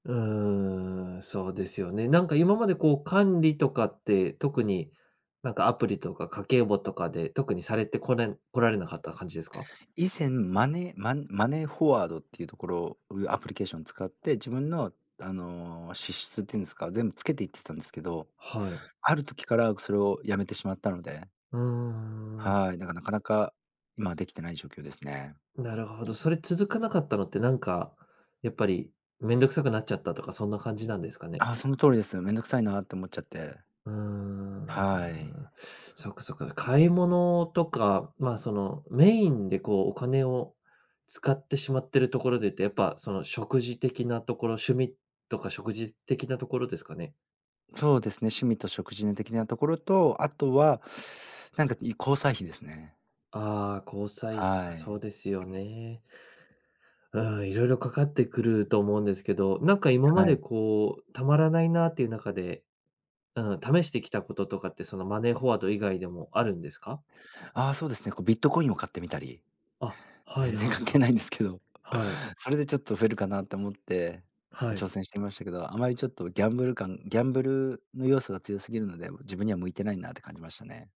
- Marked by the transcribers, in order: other background noise; laughing while speaking: "全然関係ないんですけど"
- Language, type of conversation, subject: Japanese, advice, 貯金する習慣や予算を立てる習慣が身につかないのですが、どうすれば続けられますか？